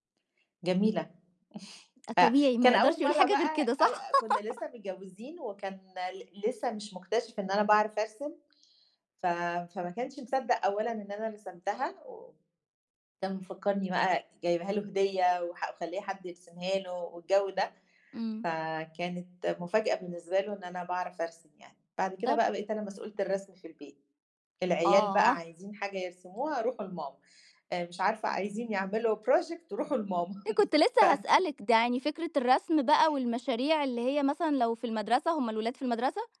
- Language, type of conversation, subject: Arabic, podcast, إزاي بتفضل محافظ على متعة هوايتك وإنت مضغوط؟
- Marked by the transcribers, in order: chuckle; giggle; in English: "project"; chuckle; laugh